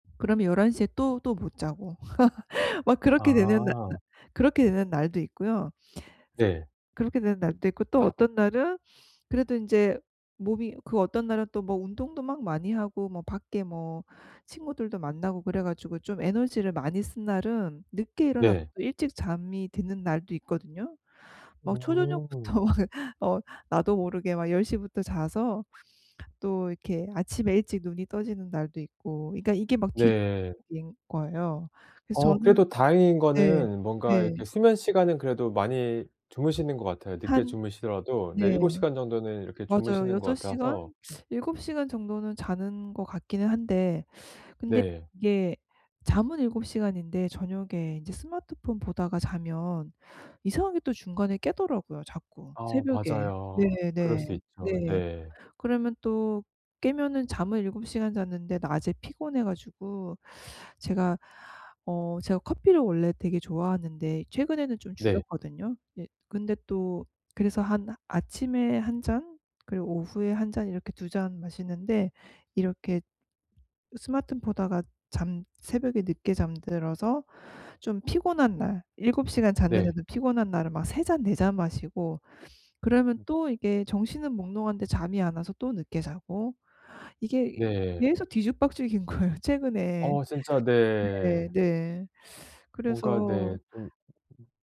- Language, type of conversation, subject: Korean, advice, 기상 시간과 취침 시간을 더 규칙적으로 유지하려면 어떻게 해야 하나요?
- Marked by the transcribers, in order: laugh; laugh; other background noise; teeth sucking; laughing while speaking: "거예요"